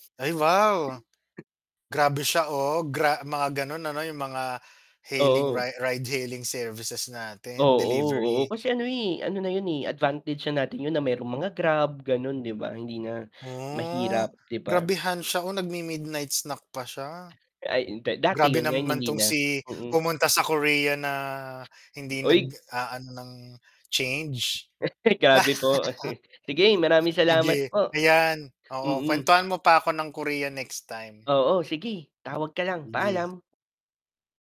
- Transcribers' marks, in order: in English: "hailing ride ride hailing services"; distorted speech; chuckle; laugh
- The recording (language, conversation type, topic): Filipino, unstructured, Anong pagkain ang lagi mong hinahanap kapag malungkot ka?